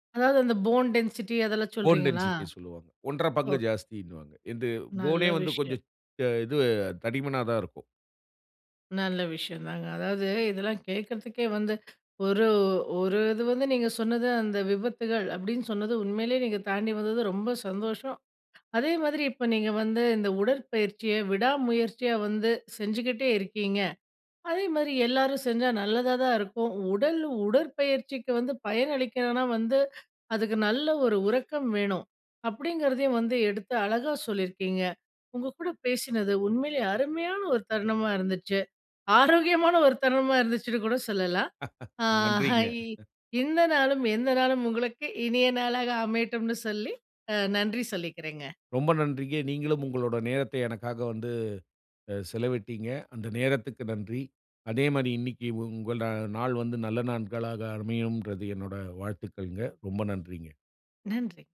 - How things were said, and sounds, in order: in English: "போன் டென்சிட்டி"; in English: "போன் டென்சிட்டி"; in English: "போனே"; "நல்லதாக" said as "நல்லததா"; laughing while speaking: "நன்றிங்க"
- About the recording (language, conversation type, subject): Tamil, podcast, உங்கள் உடற்பயிற்சி பழக்கத்தை எப்படி உருவாக்கினீர்கள்?